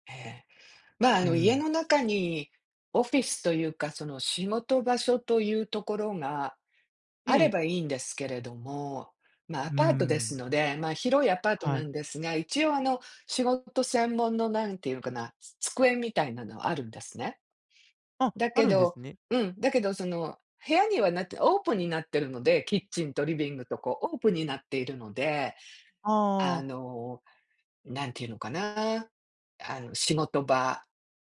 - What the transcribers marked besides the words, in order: none
- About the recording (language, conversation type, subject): Japanese, advice, 毎日の中で、どうすれば「今」に集中する習慣を身につけられますか？